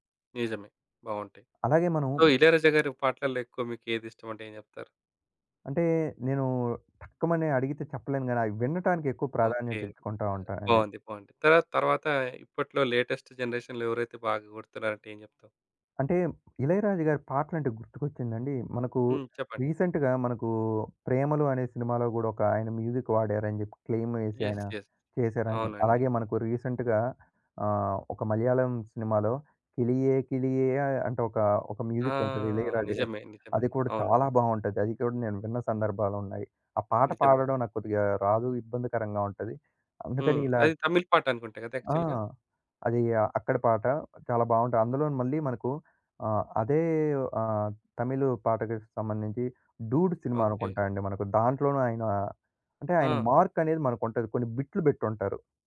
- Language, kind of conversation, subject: Telugu, podcast, షేర్ చేసుకునే పాటల జాబితాకు పాటలను ఎలా ఎంపిక చేస్తారు?
- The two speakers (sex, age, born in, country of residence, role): male, 20-24, India, India, guest; male, 35-39, India, India, host
- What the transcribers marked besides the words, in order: in English: "సో"; tapping; in English: "జనరేషన్‌లో"; in English: "రీసెంట్‌గా"; in English: "మ్యూజిక్"; in English: "యస్. యస్"; in English: "రీసెంట్‌గా"; in English: "యాక్ఛువల్‌గా"; in English: "మార్క్"